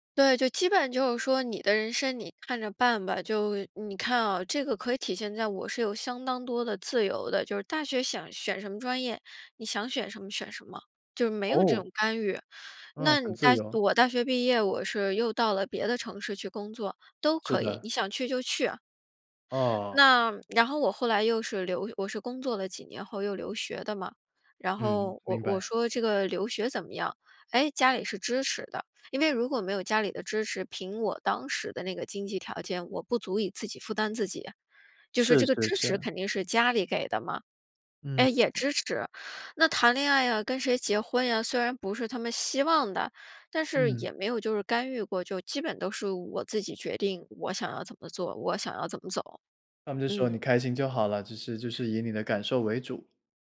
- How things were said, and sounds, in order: other background noise
- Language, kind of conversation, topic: Chinese, podcast, 你认为该如何找到自己的人生方向？